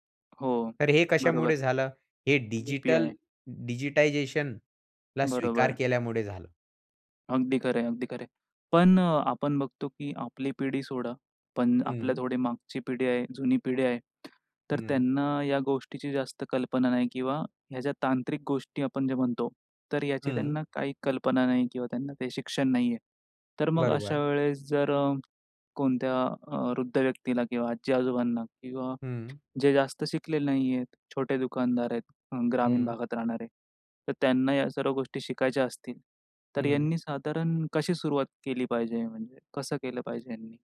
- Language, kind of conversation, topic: Marathi, podcast, डिजिटल कौशल्ये शिकणे किती गरजेचे आहे असं तुम्हाला वाटतं?
- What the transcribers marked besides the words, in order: in English: "डिजिटायझेशनला"; other background noise